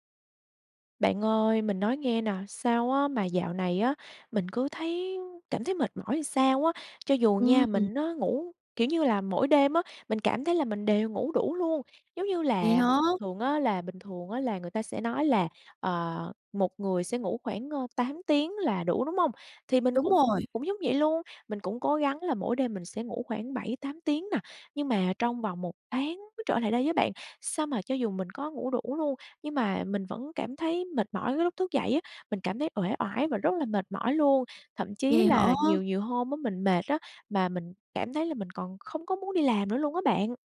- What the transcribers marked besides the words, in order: tapping
- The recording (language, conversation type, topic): Vietnamese, advice, Tại sao tôi cứ thức dậy mệt mỏi dù đã ngủ đủ giờ mỗi đêm?